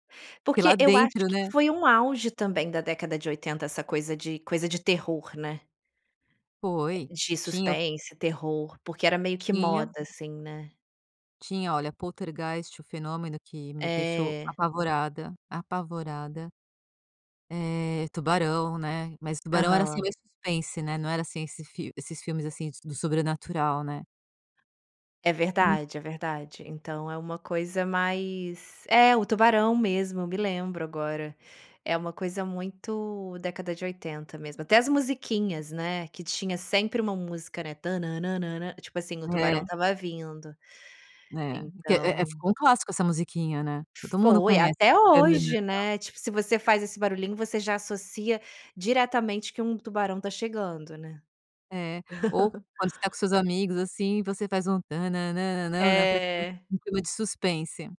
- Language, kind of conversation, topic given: Portuguese, podcast, Me conta, qual série é seu refúgio quando tudo aperta?
- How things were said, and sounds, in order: other background noise; singing: "tana nan nan"; laugh; singing: "tan nan nan nan"